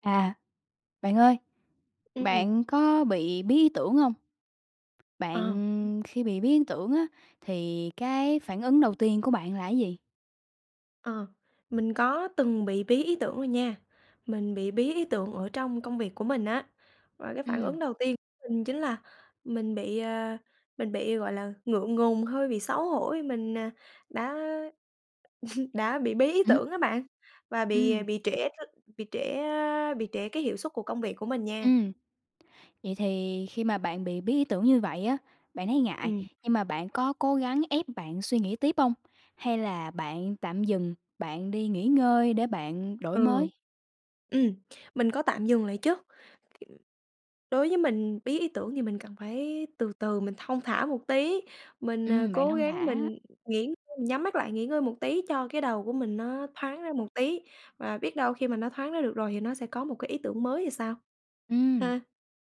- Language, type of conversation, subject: Vietnamese, podcast, Bạn làm thế nào để vượt qua cơn bí ý tưởng?
- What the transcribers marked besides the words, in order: tapping; other background noise; laugh